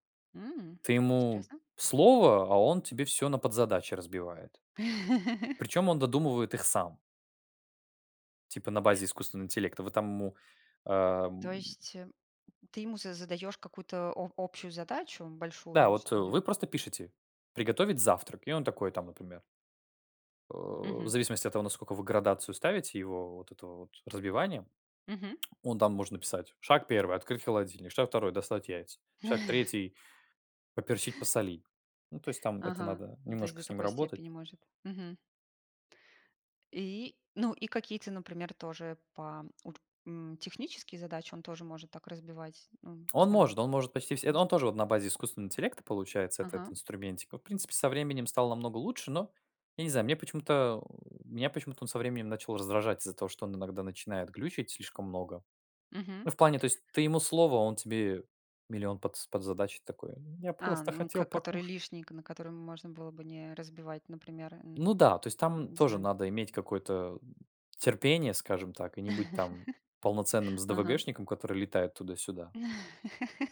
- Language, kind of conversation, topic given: Russian, unstructured, Как технологии изменили ваш подход к обучению и саморазвитию?
- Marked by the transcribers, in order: tapping; laugh; tsk; laugh; put-on voice: "Я просто хотел покушать"; laugh; laugh